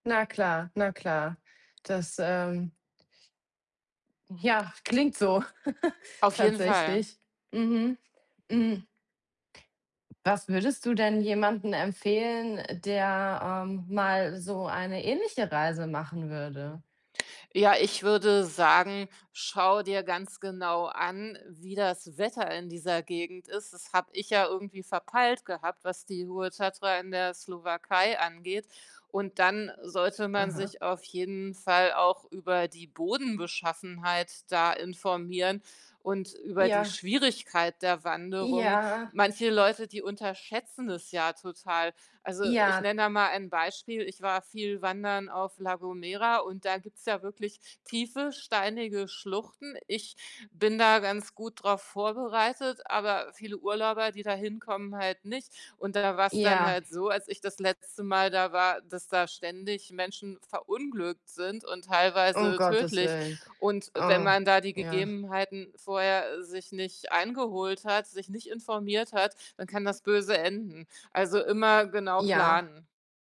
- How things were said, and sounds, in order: other background noise; chuckle; drawn out: "Ja"
- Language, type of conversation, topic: German, podcast, Wie planst du eine perfekte Wandertour?